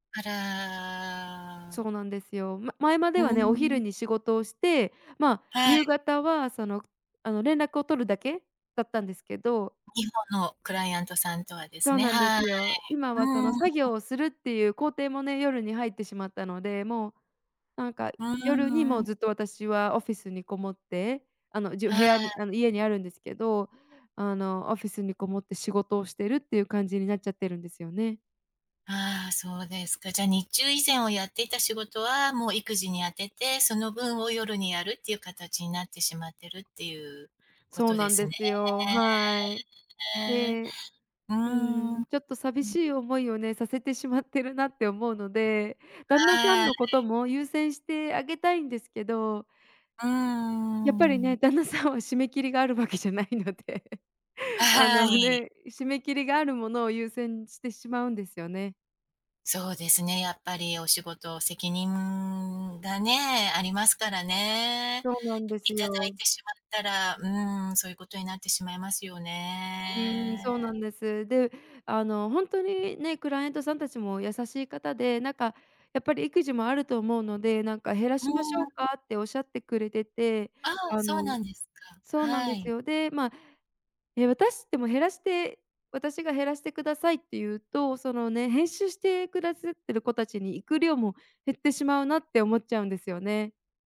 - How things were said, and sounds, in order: drawn out: "ですね"; laughing while speaking: "じゃないので"; laugh; tapping
- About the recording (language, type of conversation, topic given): Japanese, advice, 仕事や生活で優先順位がつけられず混乱している状況を説明していただけますか？